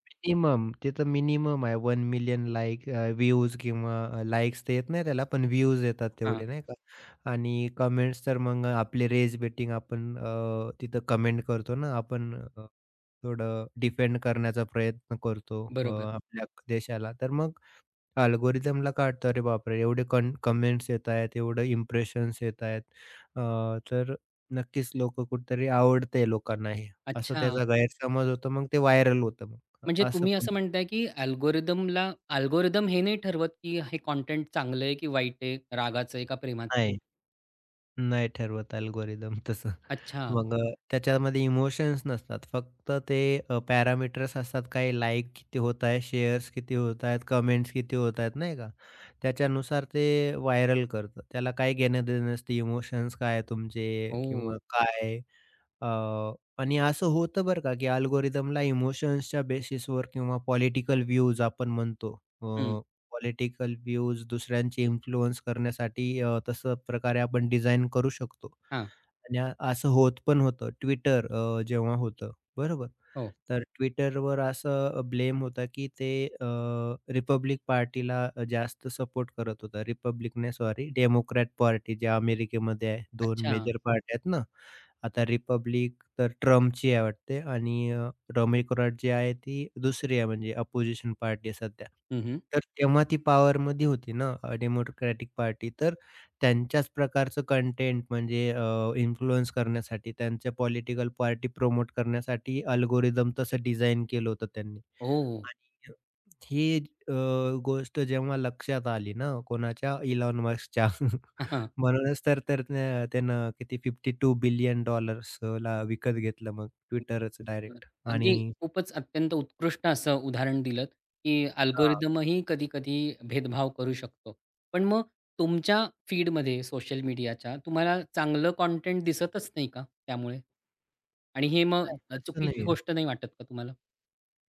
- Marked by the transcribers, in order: other background noise; in English: "वन मिलियन लाइक अ, व्ह्यूज, किंवा अ, लाइक्स"; in English: "कमेंट्स"; in English: "कमेंट"; in English: "अल्गोरिदमला"; in English: "कन कमेंट्स"; in English: "व्हायरल"; tapping; in English: "अल्गोरिदमला अल्गोरिदम"; in English: "अल्गोरिदम"; laughing while speaking: "तसं"; in English: "पॅरामीटर्स"; in English: "शेअर्स"; in English: "कमेंट्स"; in English: "व्हायरल"; in English: "अल्गोरिदमला"; in English: "बेसिसवर"; "डेमोक्रॅट" said as "डेमीक्रॅट"; in English: "प्रमोट"; in English: "अल्गोरिदम"; chuckle; in English: "अल्गोरिदम"
- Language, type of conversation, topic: Marathi, podcast, सामग्रीवर शिफारस-यंत्रणेचा प्रभाव तुम्हाला कसा जाणवतो?